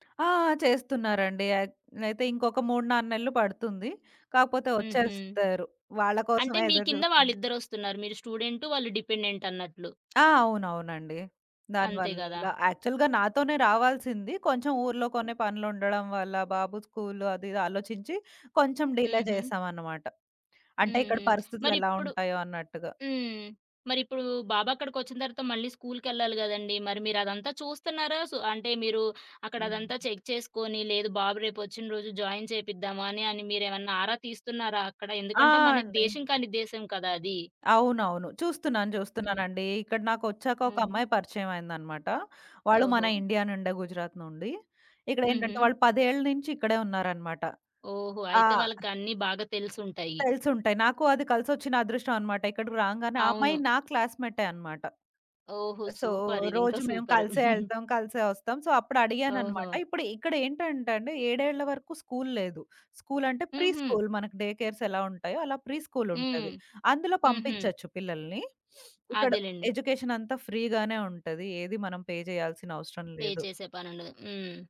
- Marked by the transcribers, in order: in English: "డిపెండెంట్"; in English: "యాక్చల్‌గా"; other background noise; in English: "డిలే"; in English: "చెక్"; in English: "జాయిన్"; in English: "క్లాస్‌మెట్టే"; in English: "సూపర్"; in English: "సో"; chuckle; in English: "సో"; in English: "ప్రీ స్కూల్"; in English: "డే కేర్స్"; in English: "ప్రీ"; sniff; in English: "ఫ్రీగానే"; in English: "పే"; in English: "పే"
- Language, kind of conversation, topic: Telugu, podcast, స్వల్ప కాలంలో మీ జీవితాన్ని మార్చేసిన సంభాషణ ఏది?